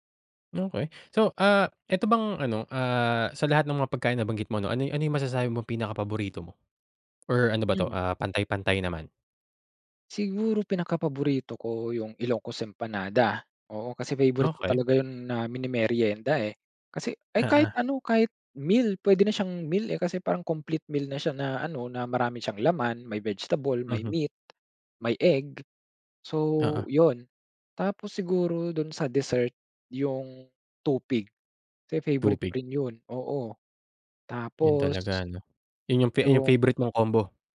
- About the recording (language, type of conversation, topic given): Filipino, podcast, Anong lokal na pagkain ang hindi mo malilimutan, at bakit?
- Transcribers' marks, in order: in English: "complete meal"; in English: "favorite mong combo?"